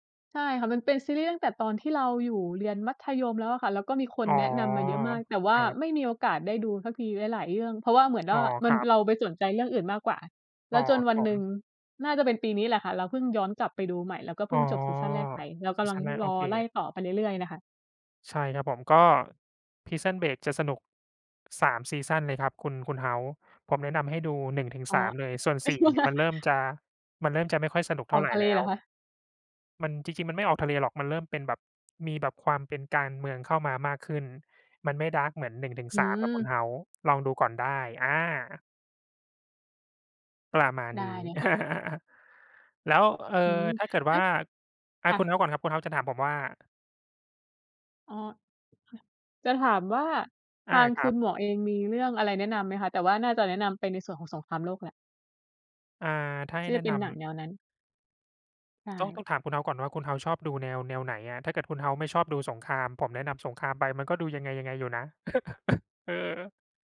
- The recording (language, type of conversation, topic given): Thai, unstructured, ถ้าคุณต้องแนะนำหนังสักเรื่องให้เพื่อนดู คุณจะแนะนำเรื่องอะไร?
- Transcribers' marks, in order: drawn out: "อ๋อ"; drawn out: "อ๋อ"; other noise; laugh; in English: "ดาร์ก"; chuckle; laugh